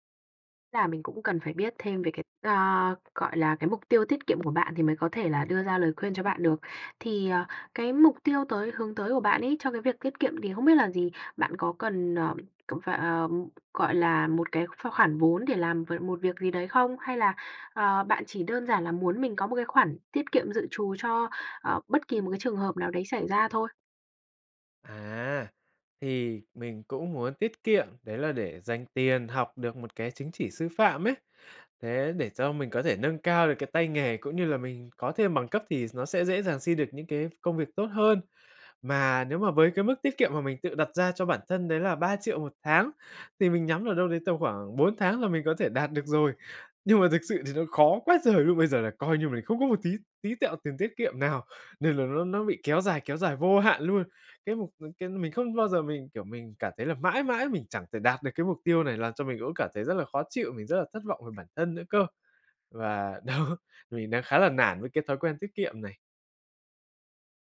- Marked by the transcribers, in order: tapping; other background noise; laughing while speaking: "đó"
- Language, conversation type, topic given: Vietnamese, advice, Làm thế nào để xây dựng thói quen tiết kiệm tiền hằng tháng?